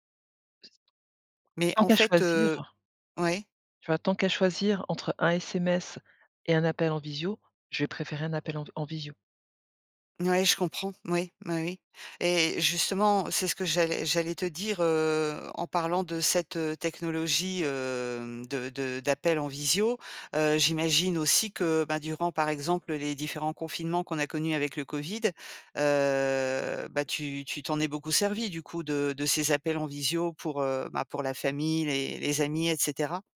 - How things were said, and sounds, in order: drawn out: "heu"
- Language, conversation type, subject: French, podcast, Pourquoi le fait de partager un repas renforce-t-il souvent les liens ?